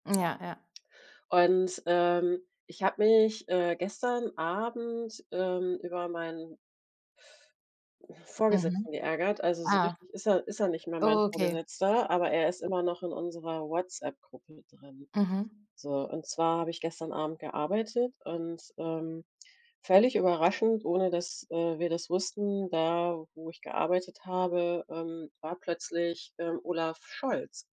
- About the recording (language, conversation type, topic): German, unstructured, Welche Rolle spielen Träume bei der Erkundung des Unbekannten?
- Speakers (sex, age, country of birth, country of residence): female, 45-49, Germany, Germany; female, 45-49, Germany, Germany
- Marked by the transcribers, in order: other background noise; tapping